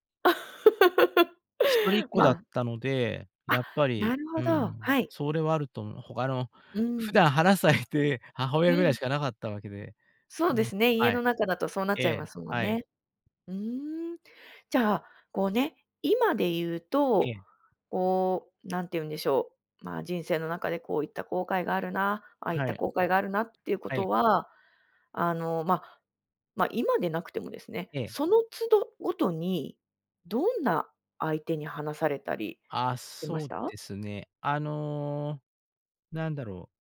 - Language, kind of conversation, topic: Japanese, podcast, 後悔を人に話すと楽になりますか？
- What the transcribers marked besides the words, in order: laugh; laughing while speaking: "相手"; tapping